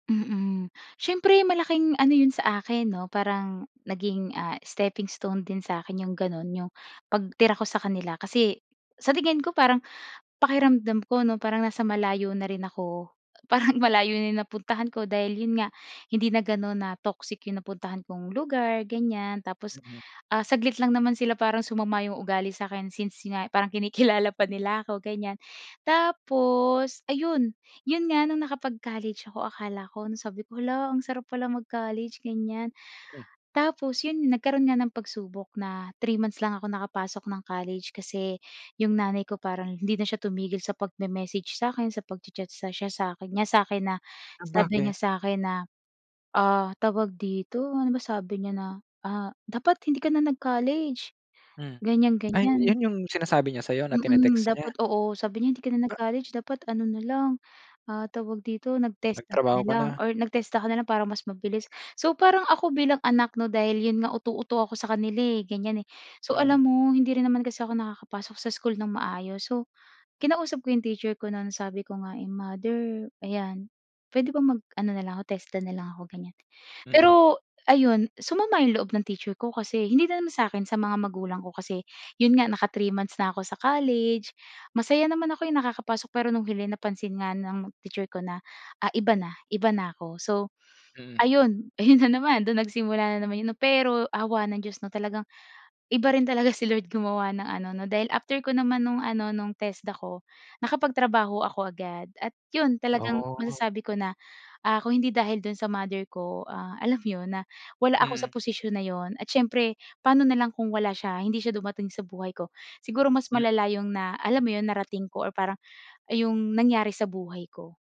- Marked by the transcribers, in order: laughing while speaking: "Parang malayo"; laughing while speaking: "kinikilala pa"; tapping; laughing while speaking: "Ayun na naman"
- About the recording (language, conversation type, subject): Filipino, podcast, Sino ang tumulong sa’yo na magbago, at paano niya ito nagawa?